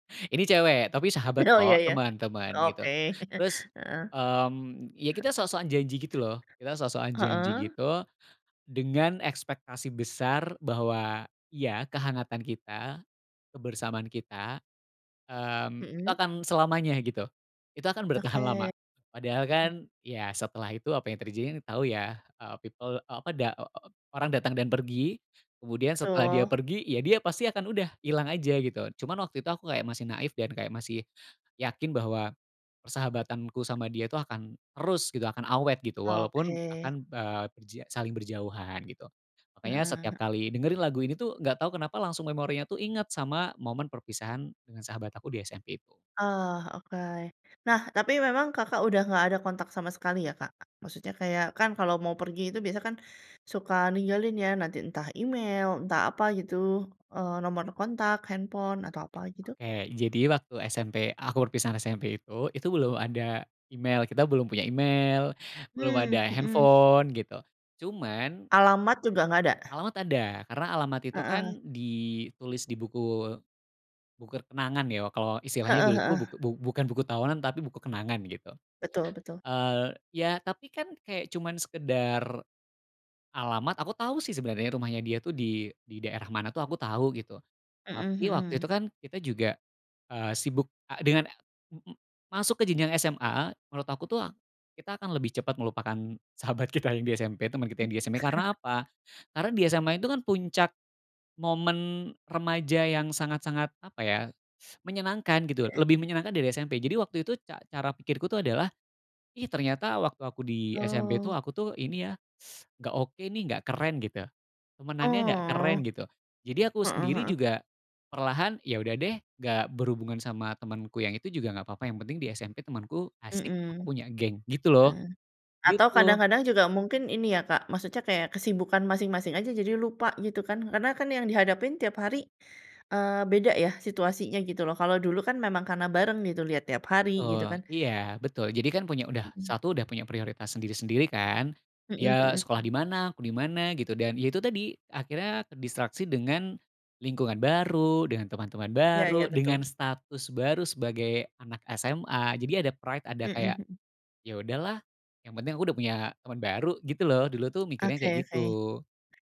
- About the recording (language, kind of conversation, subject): Indonesian, podcast, Lagu apa yang selalu membuat kamu merasa nostalgia, dan mengapa?
- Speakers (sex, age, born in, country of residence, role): female, 40-44, Indonesia, Indonesia, host; male, 35-39, Indonesia, Indonesia, guest
- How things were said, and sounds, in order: laughing while speaking: "Oh"; chuckle; other background noise; tapping; in English: "people"; laughing while speaking: "sahabat kita"; chuckle; teeth sucking; teeth sucking; in English: "pride"